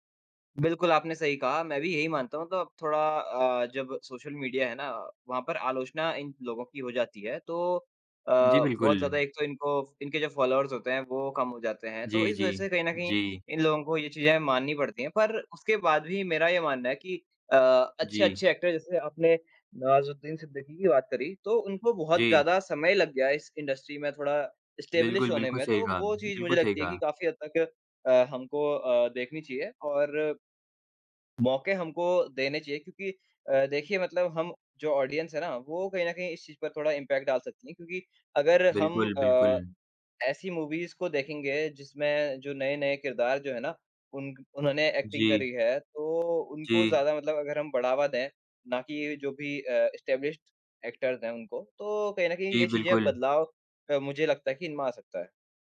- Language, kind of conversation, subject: Hindi, unstructured, क्या मनोरंजन उद्योग में भेदभाव होता है?
- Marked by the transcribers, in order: in English: "फॉलोवर्स"; in English: "ऐक्टर"; in English: "इंडस्ट्री"; in English: "इस्टैब्लिश"; in English: "ऑडियंस"; in English: "इम्पैक्ट"; in English: "मूवीज़"; in English: "ऐक्टिंग"; in English: "इस्टैब्लिश्ड ऐक्टर्स"